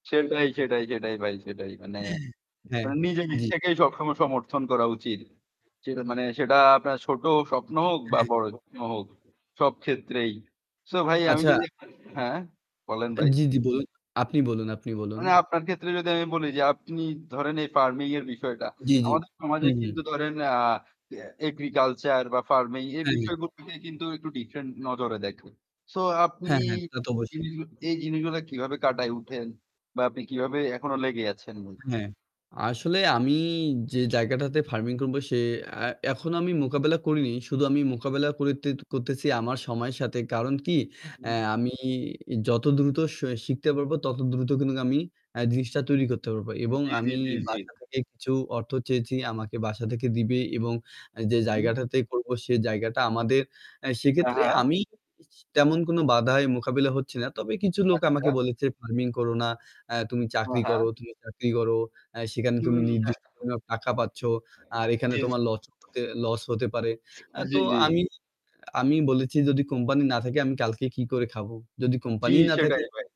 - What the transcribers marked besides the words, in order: static; drawn out: "আপনি"; distorted speech; other background noise; other noise
- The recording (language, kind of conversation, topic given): Bengali, unstructured, আপনার ভবিষ্যতের সবচেয়ে বড় স্বপ্ন কী?